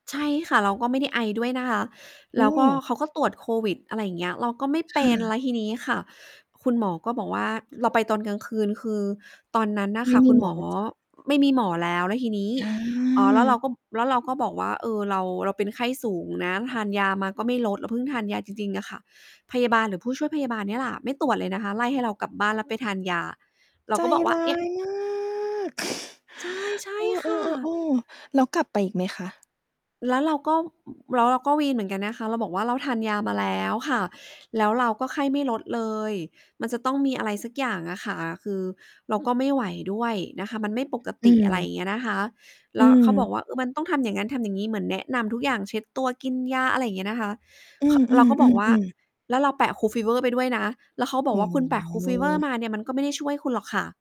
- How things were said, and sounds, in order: distorted speech; drawn out: "มาก"
- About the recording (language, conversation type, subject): Thai, podcast, อาการเตือนจากร่างกายที่คนมักมองข้ามมีอะไรบ้าง?
- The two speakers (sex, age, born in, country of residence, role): female, 30-34, Thailand, Thailand, host; female, 35-39, Thailand, Thailand, guest